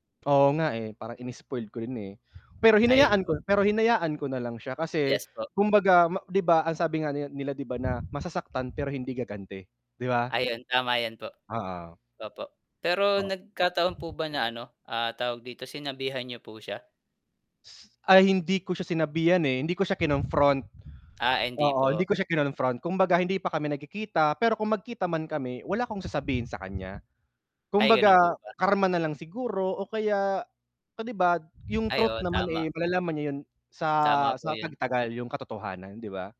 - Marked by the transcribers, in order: tapping; wind; static; other background noise
- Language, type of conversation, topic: Filipino, unstructured, Ano ang pinakamasakit na sinabi ng iba tungkol sa iyo?